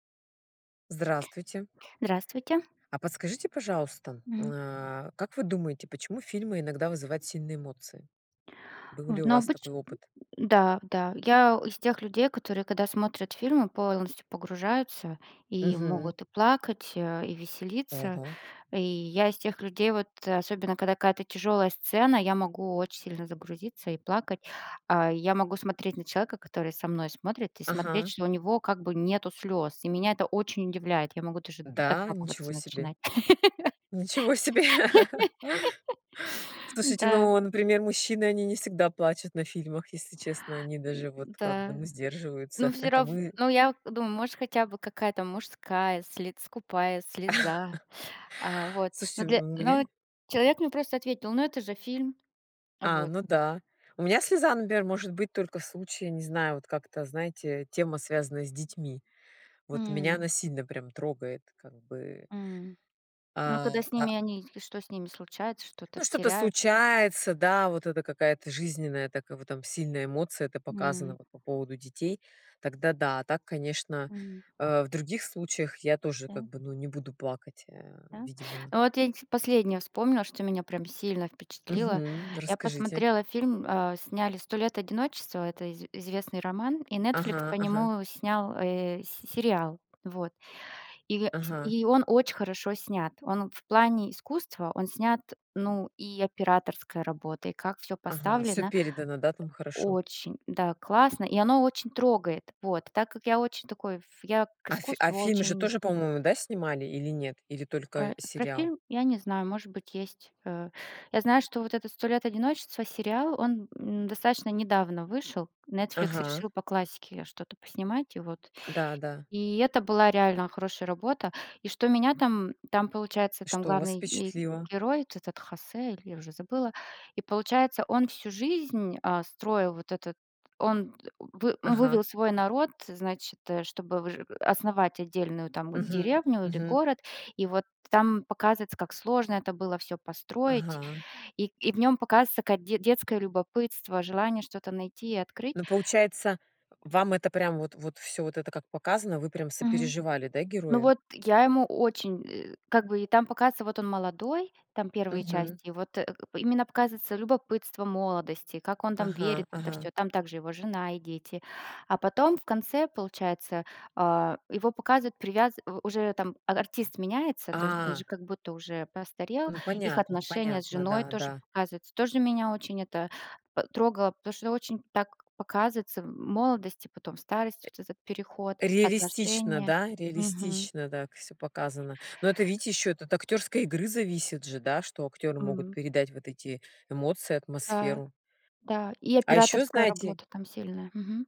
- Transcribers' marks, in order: tapping; other noise; laughing while speaking: "себе"; laugh; laugh; grunt; laugh
- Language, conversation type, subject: Russian, unstructured, Почему фильмы иногда вызывают сильные эмоции?
- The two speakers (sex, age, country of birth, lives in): female, 40-44, Russia, Germany; female, 40-44, Russia, United States